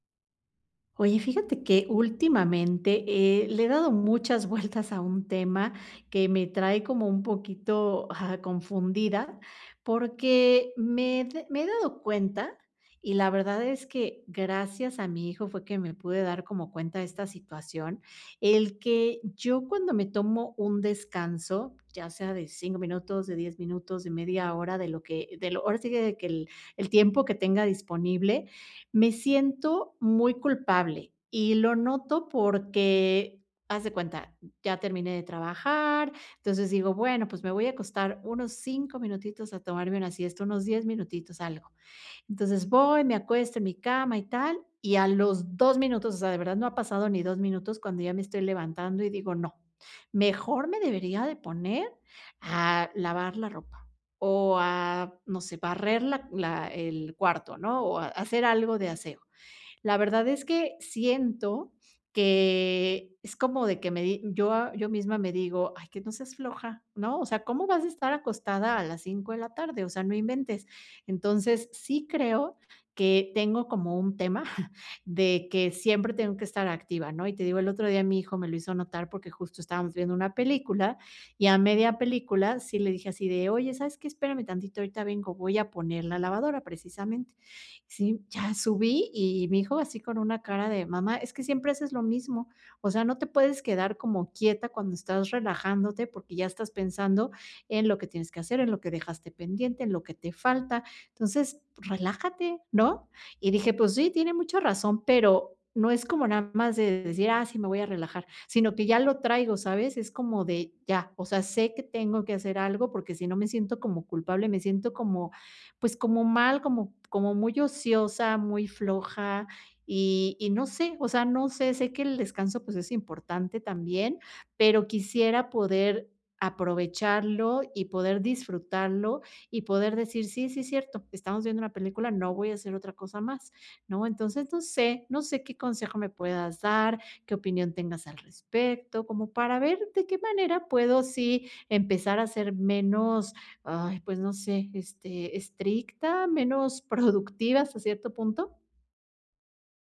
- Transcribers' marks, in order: other background noise; chuckle
- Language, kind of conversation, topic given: Spanish, advice, ¿Cómo puedo priorizar el descanso sin sentirme culpable?